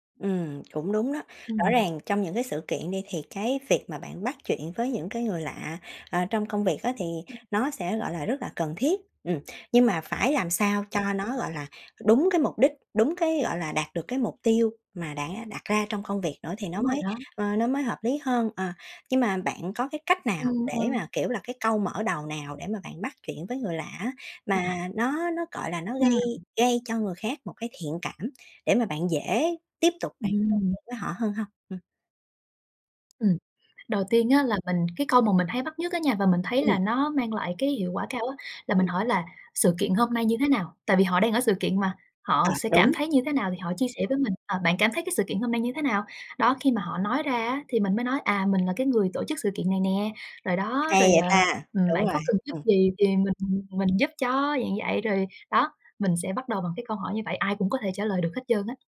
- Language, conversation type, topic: Vietnamese, podcast, Bạn bắt chuyện với người lạ ở sự kiện kết nối như thế nào?
- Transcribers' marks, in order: tapping; unintelligible speech